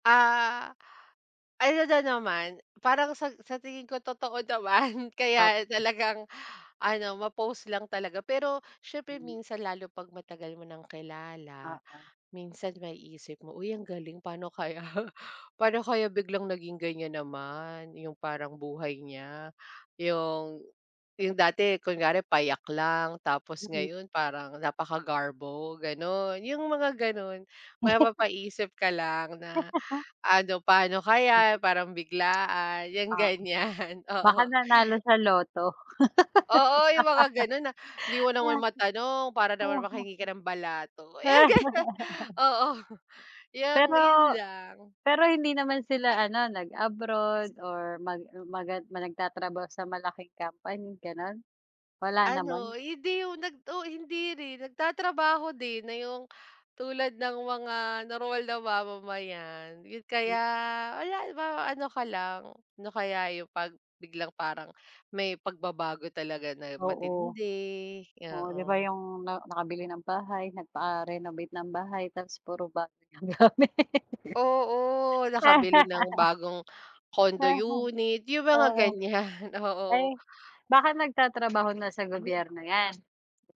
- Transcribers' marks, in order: laughing while speaking: "naman"; other background noise; laughing while speaking: "kaya"; chuckle; tapping; laughing while speaking: "ganyan"; laugh; laugh; laughing while speaking: "eh, ganun"; other noise; laughing while speaking: "gamit"; laugh; laugh; snort; background speech
- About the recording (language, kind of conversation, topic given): Filipino, unstructured, Ano ang palagay mo sa paraan ng pagpapakita ng sarili sa sosyal na midya?